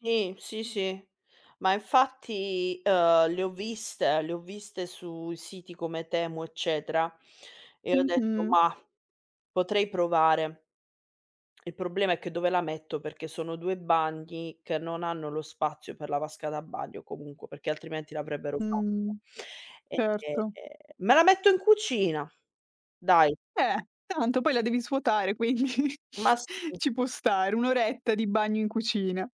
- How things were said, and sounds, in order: tapping; chuckle
- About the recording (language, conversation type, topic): Italian, podcast, Qual è un rito serale che ti rilassa prima di dormire?